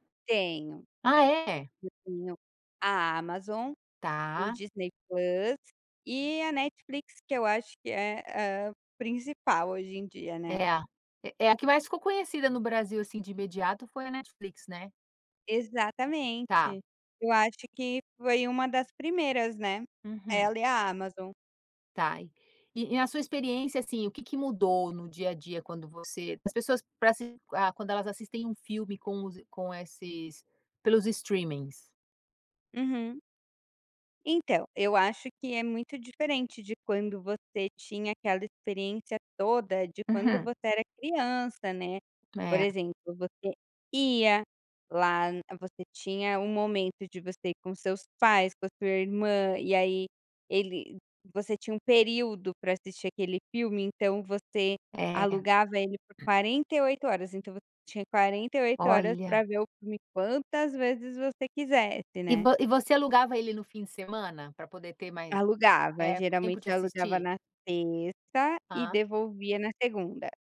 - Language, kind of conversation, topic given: Portuguese, podcast, Como o streaming mudou, na prática, a forma como assistimos a filmes?
- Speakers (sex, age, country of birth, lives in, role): female, 35-39, Brazil, Portugal, guest; female, 50-54, United States, United States, host
- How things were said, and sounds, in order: tapping; other background noise